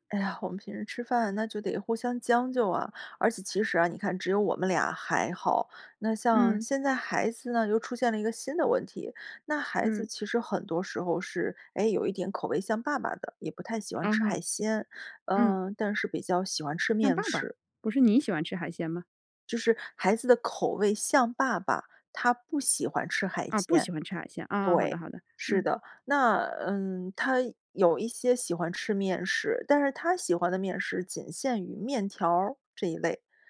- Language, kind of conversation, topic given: Chinese, podcast, 家人挑食你通常怎么应对？
- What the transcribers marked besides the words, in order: none